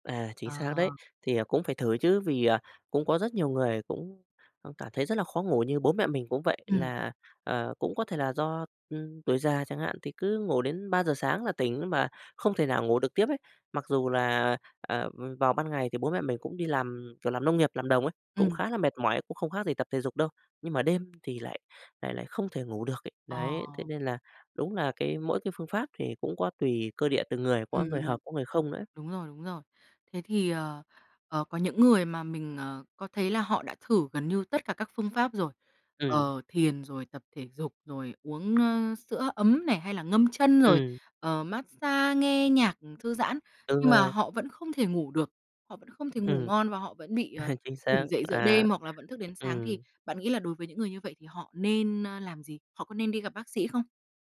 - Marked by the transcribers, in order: tapping; laughing while speaking: "Ừm. À"; other background noise
- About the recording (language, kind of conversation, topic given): Vietnamese, podcast, Mẹo ngủ ngon để mau hồi phục